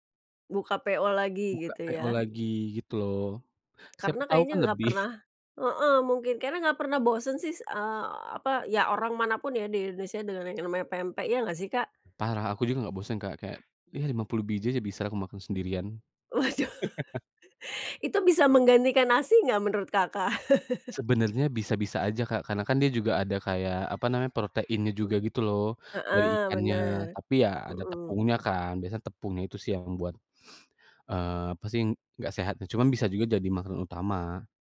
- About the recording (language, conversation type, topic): Indonesian, podcast, Apakah ada makanan khas keluarga yang selalu hadir saat ada acara penting?
- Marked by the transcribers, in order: "sih" said as "sis"; tapping; laughing while speaking: "Waduh"; chuckle; chuckle; door; other background noise; "pasti" said as "pasing"